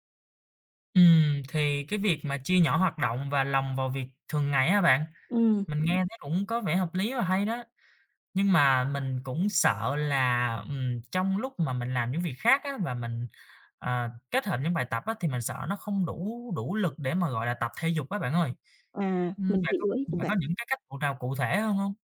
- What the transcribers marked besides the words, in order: other background noise
- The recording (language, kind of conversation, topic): Vietnamese, advice, Làm sao để sắp xếp thời gian tập luyện khi bận công việc và gia đình?